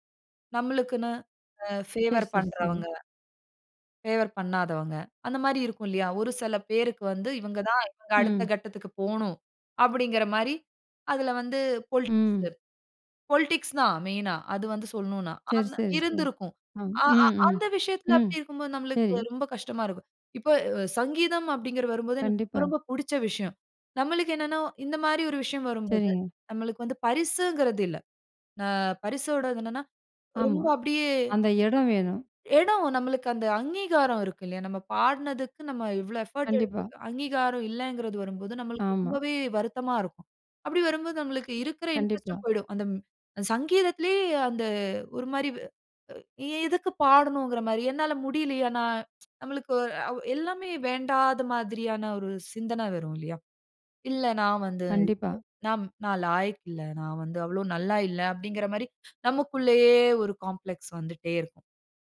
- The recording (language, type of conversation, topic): Tamil, podcast, ஒரு மிகப் பெரிய தோல்வியிலிருந்து நீங்கள் கற்றுக்கொண்ட மிக முக்கியமான பாடம் என்ன?
- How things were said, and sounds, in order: in English: "ஃபேவர்"; in English: "ஃபேவர்"; in English: "பொலிடிக்ஸ் பொலிடிக்ஸ்"; in English: "எஃபோர்ட்"; in English: "இன்ட்ரெஸ்டும்"; tsk; in English: "காம்ப்ளக்ஸ்"